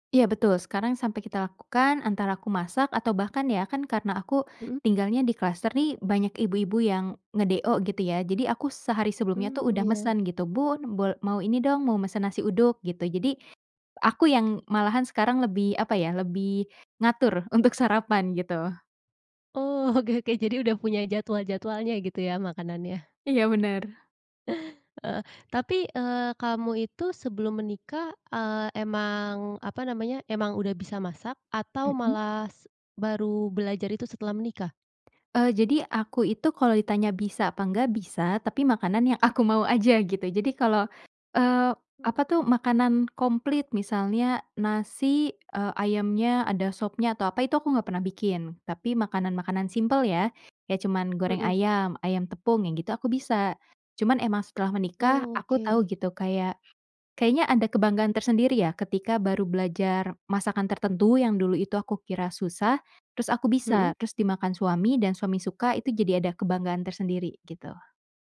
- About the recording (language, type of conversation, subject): Indonesian, podcast, Apa yang berubah dalam hidupmu setelah menikah?
- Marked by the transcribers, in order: laughing while speaking: "untuk sarapan"; laughing while speaking: "oke oke"; other background noise; laughing while speaking: "aku mau"; tapping